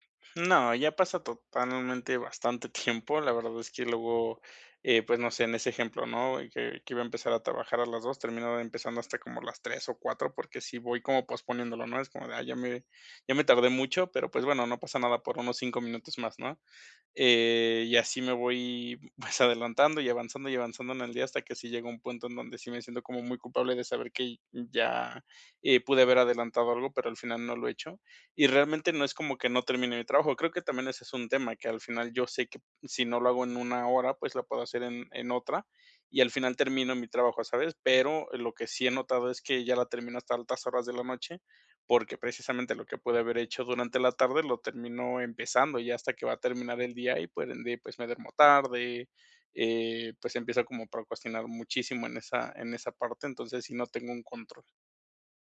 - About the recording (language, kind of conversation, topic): Spanish, advice, ¿Cómo puedo reducir las distracciones para enfocarme en mis prioridades?
- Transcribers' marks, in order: chuckle; chuckle